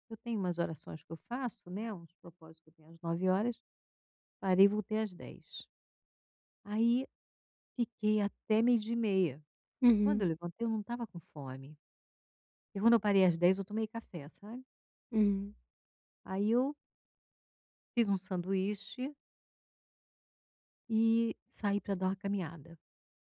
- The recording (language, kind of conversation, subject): Portuguese, advice, Como posso escolher roupas que me vistam bem?
- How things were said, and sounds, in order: none